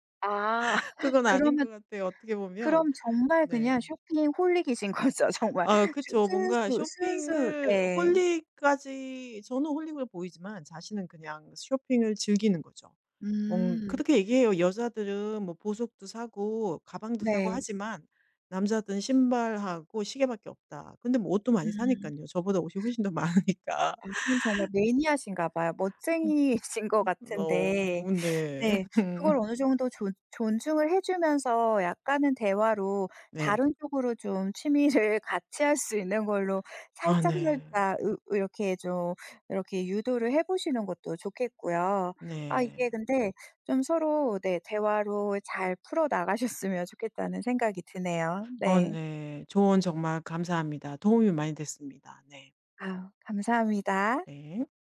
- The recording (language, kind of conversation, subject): Korean, advice, 배우자 가족과의 갈등이 반복될 때 어떻게 대처하면 좋을까요?
- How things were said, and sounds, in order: chuckle; tapping; laughing while speaking: "정말"; laughing while speaking: "많으니까"; laughing while speaking: "멋쟁이신"; chuckle; laughing while speaking: "취미를"; other background noise; laughing while speaking: "나가셨으면"